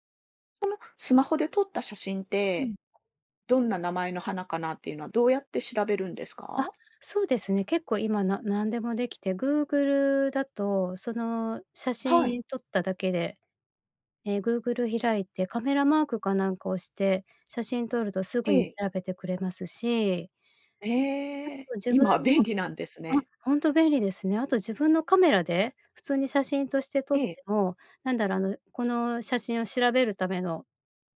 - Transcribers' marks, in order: laughing while speaking: "今便利なんですね"
- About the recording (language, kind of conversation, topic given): Japanese, podcast, 散歩中に見つけてうれしいものは、どんなものが多いですか？